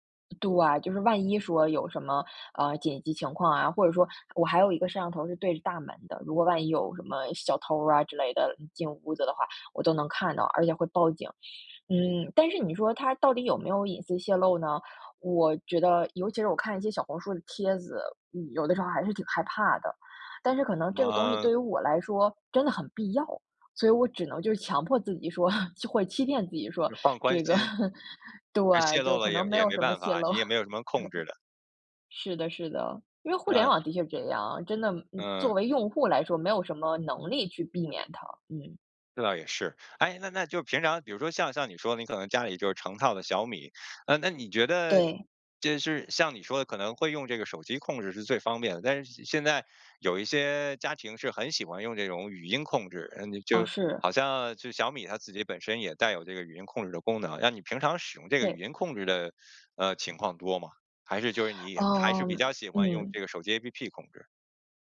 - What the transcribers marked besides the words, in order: chuckle; laugh; chuckle; other background noise
- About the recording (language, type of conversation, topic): Chinese, podcast, 家里电器互联会让生活更方便还是更复杂？